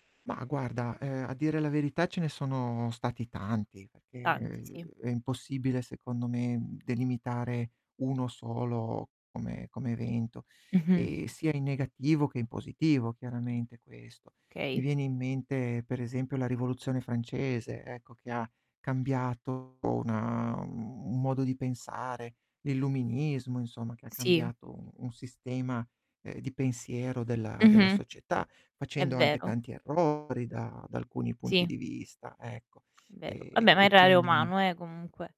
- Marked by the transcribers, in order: static; other background noise; other noise; "Okay" said as "kay"; mechanical hum; distorted speech; tapping
- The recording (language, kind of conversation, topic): Italian, unstructured, Qual è l’evento storico che ti ha colpito di più?